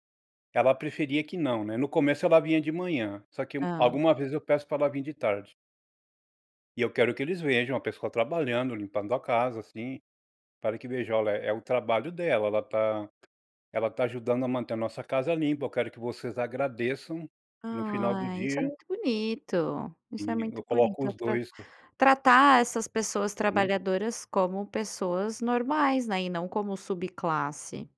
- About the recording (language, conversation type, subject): Portuguese, podcast, Como vocês dividem as tarefas domésticas entre pessoas de idades diferentes?
- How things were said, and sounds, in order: none